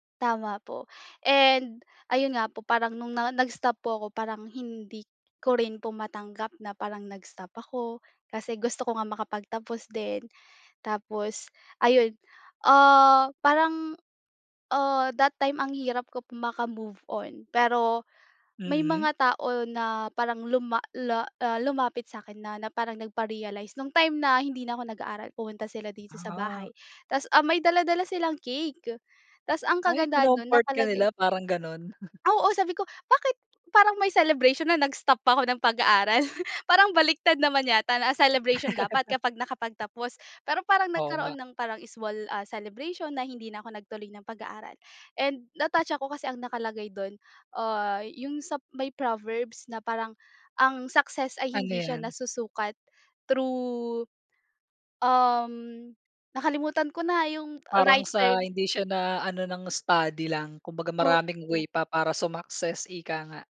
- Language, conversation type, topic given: Filipino, podcast, Ano ang pinaka-memorable na learning experience mo at bakit?
- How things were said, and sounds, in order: tapping; chuckle; chuckle; in English: "right term"